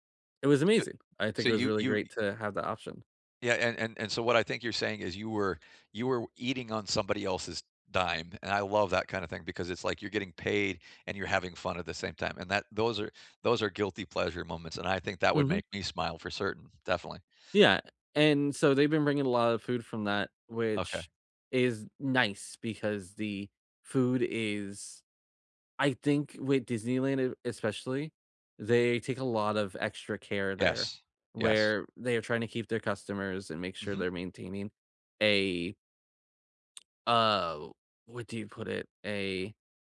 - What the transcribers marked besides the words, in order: none
- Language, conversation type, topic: English, unstructured, What food memory always makes you smile?